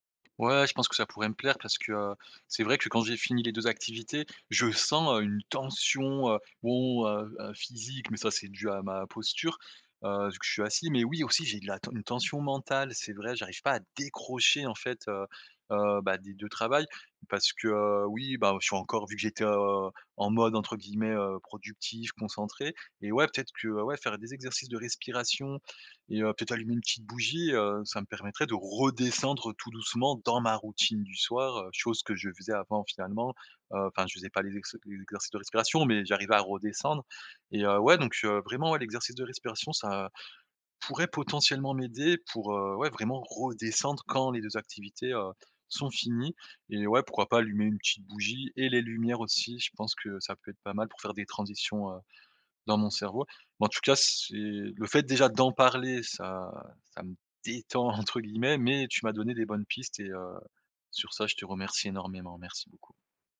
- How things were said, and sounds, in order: tapping; other background noise; stressed: "tension"; stressed: "décrocher"; stressed: "redescendre"; stressed: "dans"; stressed: "redescendre"; stressed: "détend"
- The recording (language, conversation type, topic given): French, advice, Pourquoi n’arrive-je pas à me détendre après une journée chargée ?